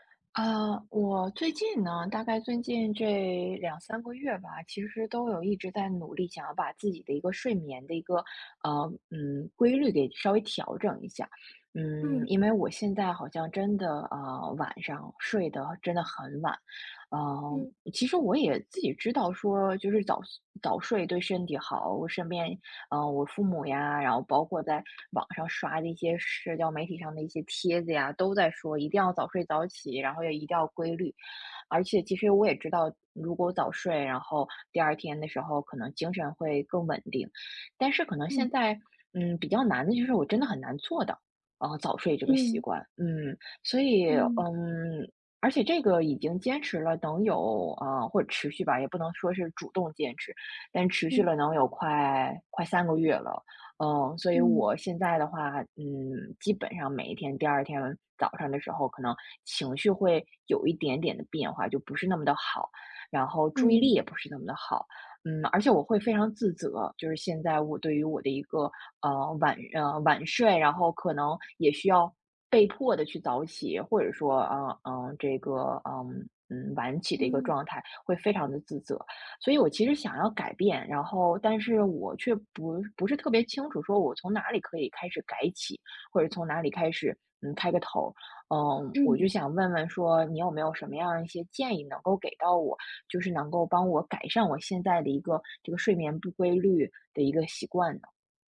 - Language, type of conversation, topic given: Chinese, advice, 我想养成规律作息却总是熬夜，该怎么办？
- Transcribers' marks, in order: none